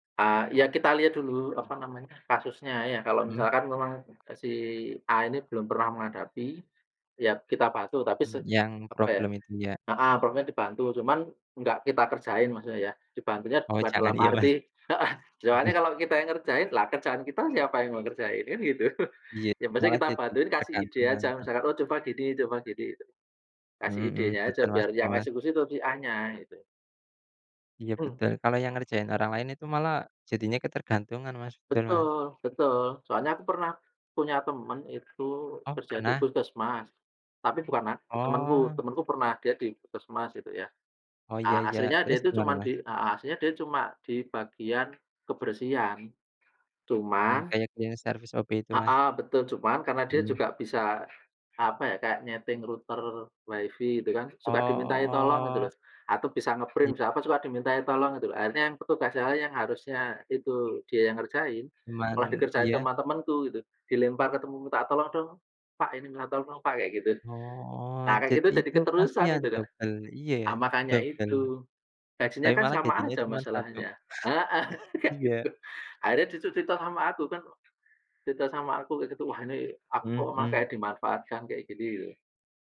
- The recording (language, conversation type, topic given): Indonesian, unstructured, Bagaimana cara kamu mengatur waktu agar lebih produktif?
- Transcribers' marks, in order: other background noise; other street noise; laughing while speaking: "gitu"; throat clearing; laughing while speaking: "cleaning service"; in English: "nge-print"; chuckle; laughing while speaking: "kayak gitu"; chuckle